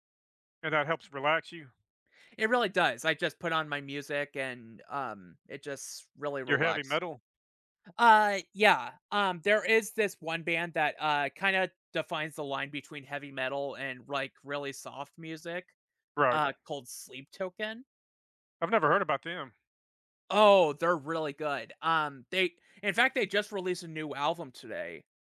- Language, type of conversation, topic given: English, unstructured, What helps you recharge when life gets overwhelming?
- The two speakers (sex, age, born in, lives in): male, 20-24, United States, United States; male, 50-54, United States, United States
- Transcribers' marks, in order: none